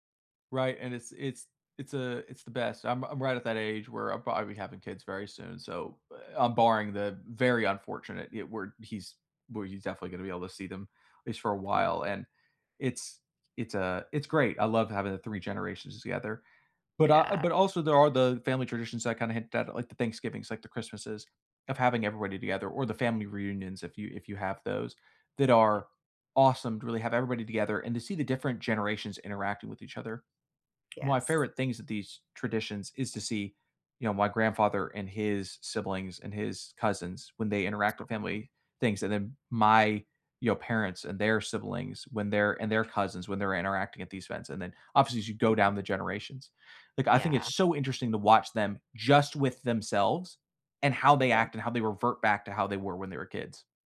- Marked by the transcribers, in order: other background noise; tapping; tsk
- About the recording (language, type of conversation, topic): English, unstructured, What is a fun tradition you have with your family?
- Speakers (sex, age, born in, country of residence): female, 55-59, United States, United States; male, 30-34, United States, United States